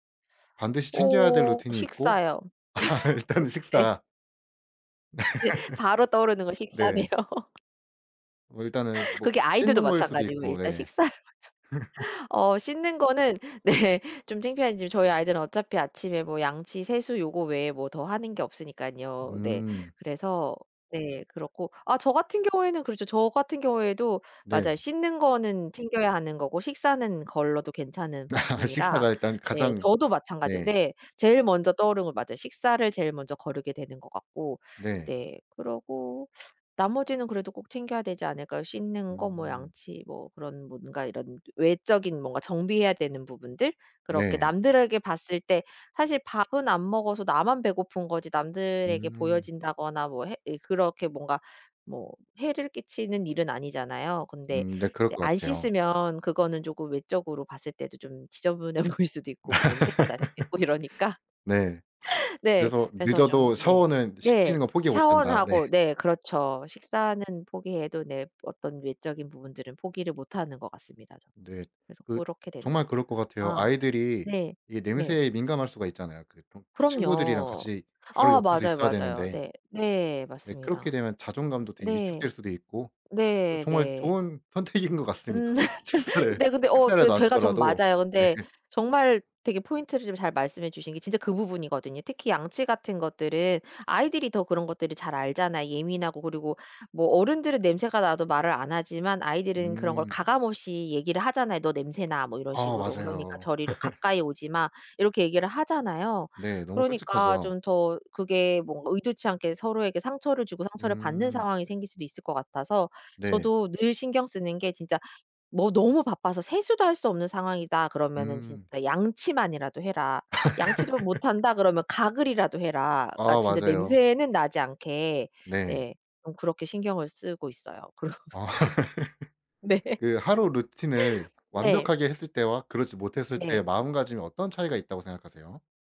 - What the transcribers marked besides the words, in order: laugh; laughing while speaking: "네"; laughing while speaking: "네"; laughing while speaking: "식사네요"; tapping; laughing while speaking: "일단 식사를 먼저"; laugh; laugh; laughing while speaking: "지저분해 보일"; laugh; other background noise; laugh; laughing while speaking: "선택인 것"; laugh; laughing while speaking: "식사를"; laughing while speaking: "네"; laugh; laugh; laughing while speaking: "그러고 네. 네"
- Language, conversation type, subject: Korean, podcast, 아침 일과는 보통 어떻게 되세요?